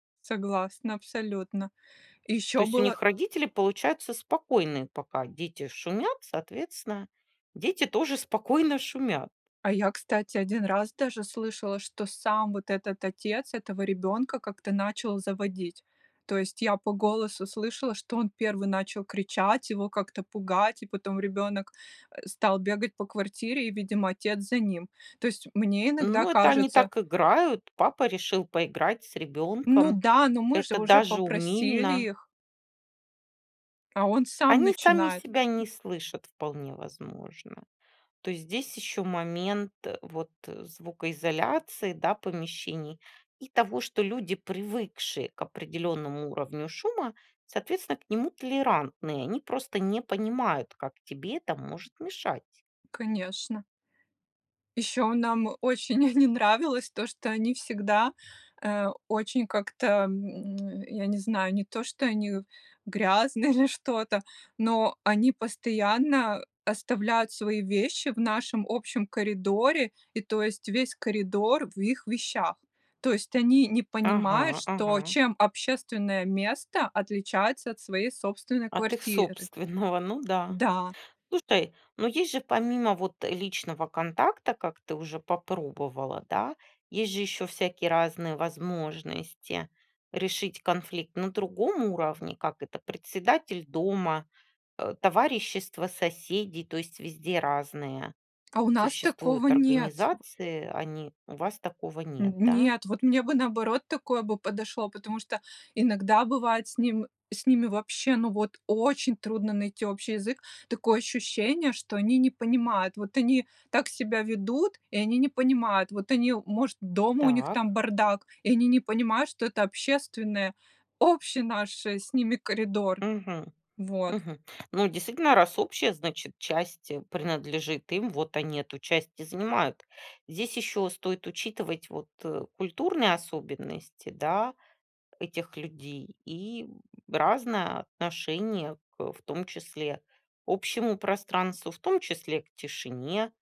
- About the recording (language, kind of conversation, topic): Russian, podcast, Как наладить отношения с соседями?
- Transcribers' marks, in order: angry: "Ну да, ну мы же уже попросили их!"; other background noise; chuckle; lip smack; laughing while speaking: "грязные"; tapping